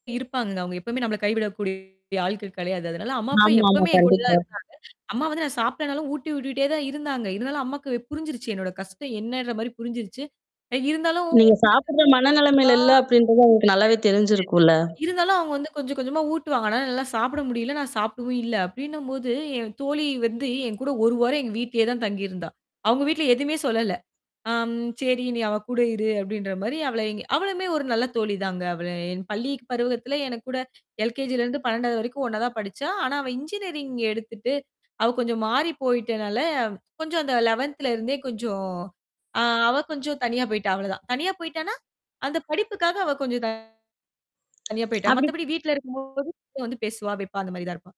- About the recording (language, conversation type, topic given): Tamil, podcast, நட்பும் குடும்ப ஆதரவும்தான் உங்கள் மனநிலையை எவ்வாறு மாற்றுகின்றன?
- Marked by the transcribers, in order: distorted speech; mechanical hum; unintelligible speech; in English: "எல் கே ஜி ல"; in English: "இன்ஜினியரிங்"; in English: "லெவந்த்ல"; other background noise; other noise